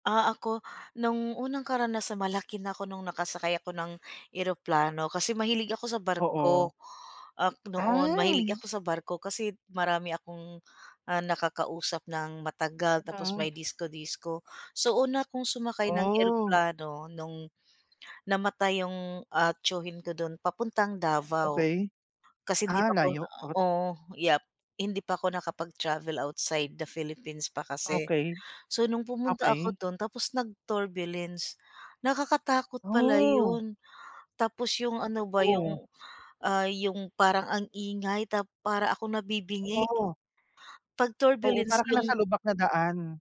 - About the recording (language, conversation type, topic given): Filipino, unstructured, Ano ang pakiramdam mo noong una kang sumakay ng eroplano?
- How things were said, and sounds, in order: unintelligible speech